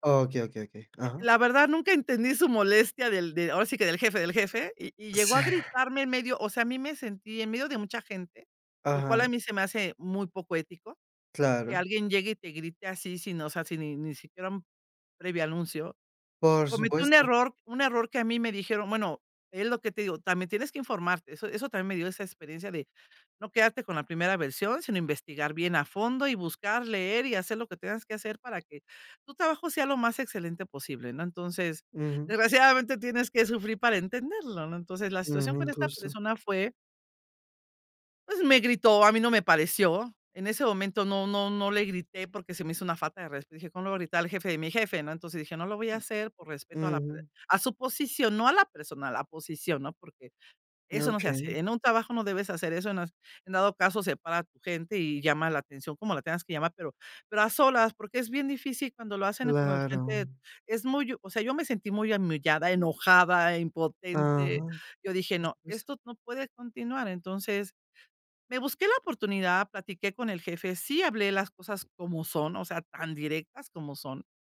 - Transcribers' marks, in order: disgusted: "pues, me gritó, a mí … falta de resp"; other noise; "humillada" said as "ahumillada"
- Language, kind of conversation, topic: Spanish, podcast, ¿Cómo priorizar metas cuando todo parece urgente?